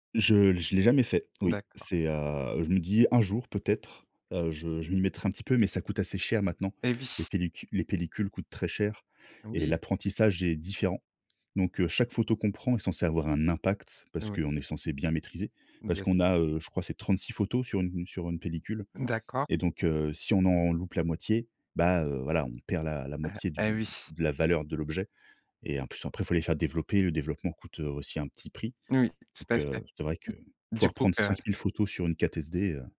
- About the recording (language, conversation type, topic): French, podcast, Parle-moi de l’un de tes loisirs créatifs préférés
- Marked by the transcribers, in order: tapping; stressed: "impact"; "carte" said as "cate"